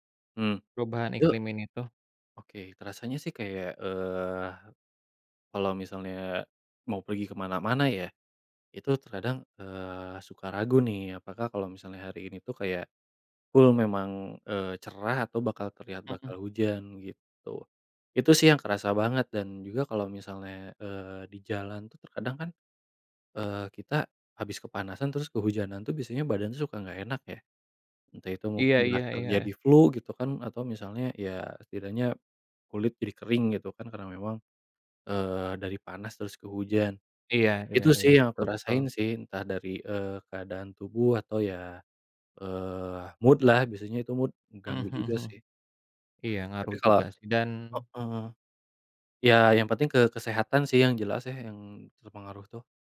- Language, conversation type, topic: Indonesian, unstructured, Bagaimana menurutmu perubahan iklim memengaruhi kehidupan sehari-hari?
- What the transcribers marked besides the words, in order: in English: "full"; tapping; other background noise; in English: "mood-lah"; in English: "mood"